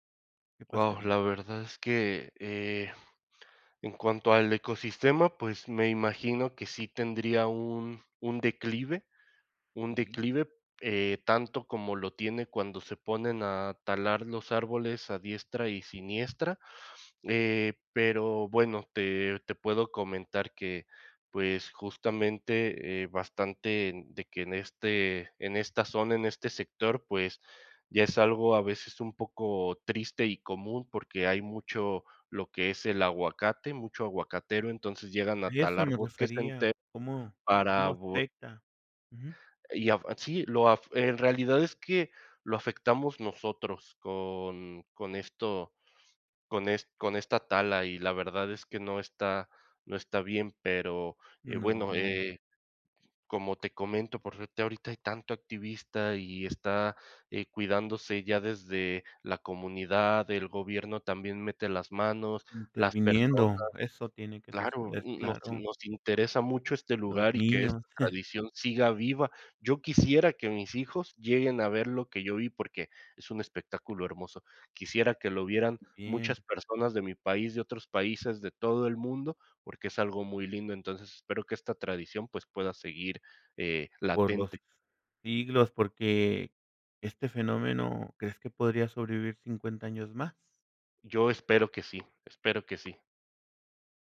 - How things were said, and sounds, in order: other background noise; tapping; chuckle
- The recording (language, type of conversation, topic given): Spanish, podcast, ¿Cuáles tradiciones familiares valoras más y por qué?